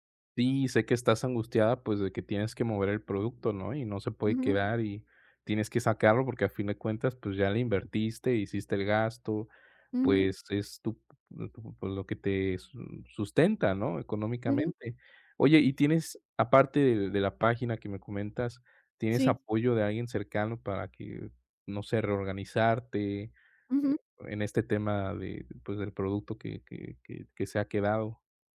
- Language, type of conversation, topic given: Spanish, advice, ¿Cómo estás manejando la incertidumbre tras un cambio inesperado de trabajo?
- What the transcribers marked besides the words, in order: none